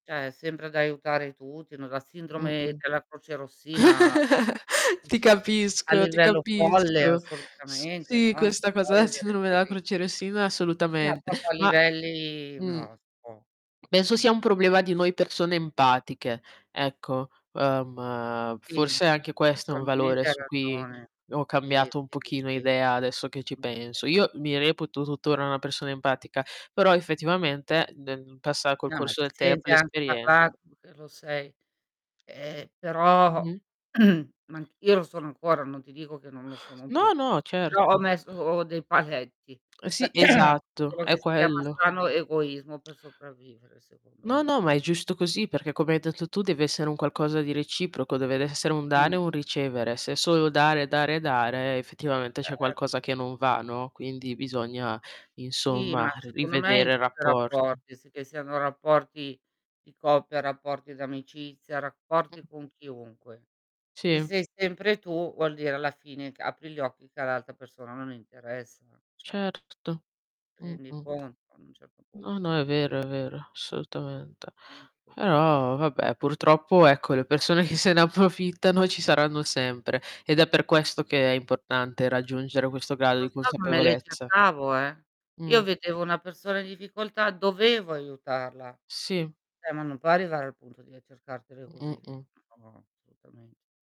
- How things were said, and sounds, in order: "Cioè" said as "ceh"; chuckle; tapping; other background noise; distorted speech; "proprio" said as "popo"; unintelligible speech; unintelligible speech; throat clearing; throat clearing; "dare" said as "dane"; mechanical hum; static; "assolutamente" said as "solutamente"; "Però" said as "erò"; unintelligible speech; stressed: "dovevo"; "assolutamen" said as "sutamen"
- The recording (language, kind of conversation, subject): Italian, unstructured, Ti è mai capitato di cambiare idea su un valore importante?